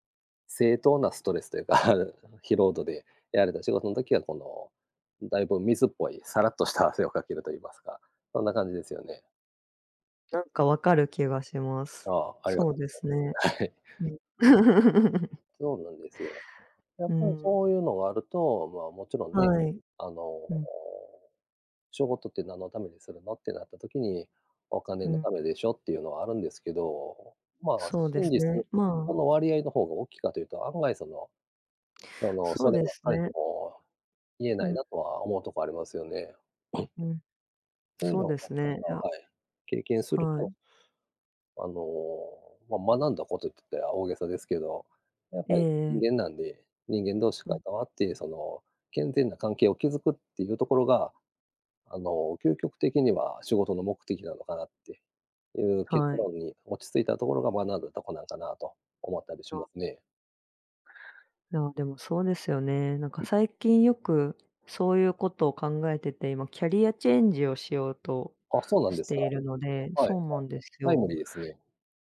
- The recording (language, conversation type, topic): Japanese, unstructured, 仕事で一番嬉しかった経験は何ですか？
- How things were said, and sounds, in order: laughing while speaking: "いうか"; tapping; laughing while speaking: "さらっとした"; laughing while speaking: "はい"; chuckle; throat clearing; unintelligible speech; other background noise